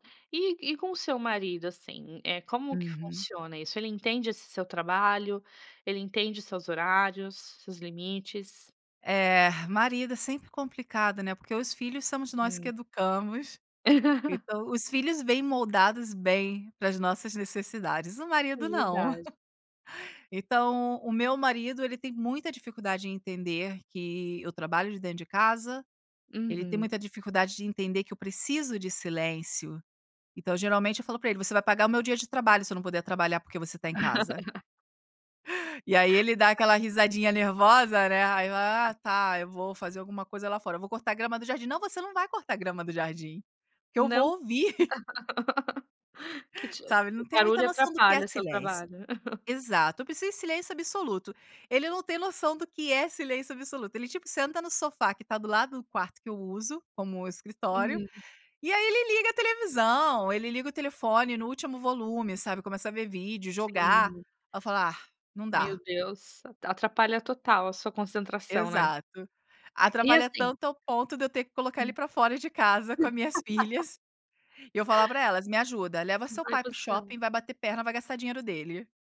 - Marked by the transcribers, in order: chuckle; chuckle; chuckle; other noise; laugh; laughing while speaking: "ouvir"; chuckle; chuckle
- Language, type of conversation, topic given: Portuguese, podcast, O que você faz para se desconectar do trabalho ao chegar em casa?